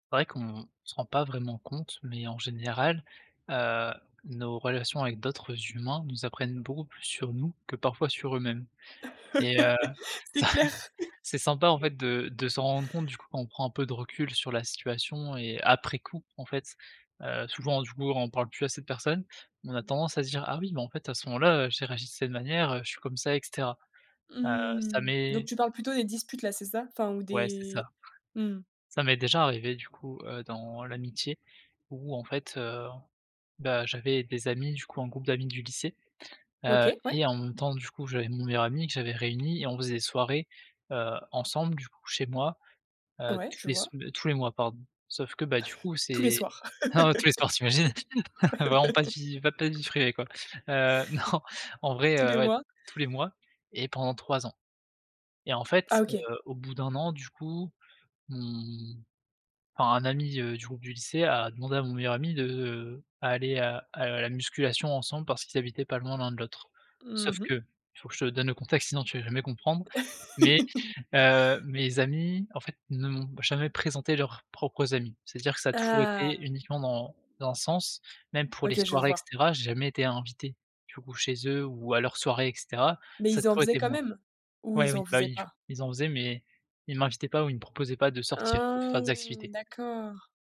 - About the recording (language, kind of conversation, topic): French, podcast, Qu’est-ce que tes relations t’ont appris sur toi-même ?
- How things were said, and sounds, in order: laugh; chuckle; laugh; drawn out: "Mmh"; chuckle; laugh; laughing while speaking: "non"; laugh; drawn out: "Ah"